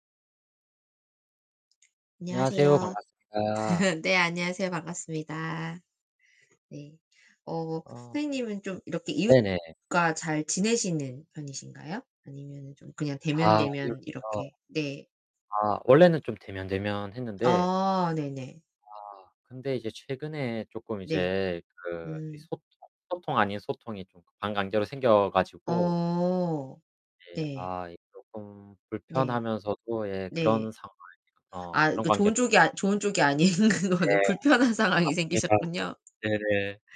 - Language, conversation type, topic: Korean, unstructured, 요즘 이웃 간 갈등이 자주 생기는 이유는 무엇이라고 생각하시나요?
- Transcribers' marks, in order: tapping; static; laugh; distorted speech; other background noise; laughing while speaking: "아닌"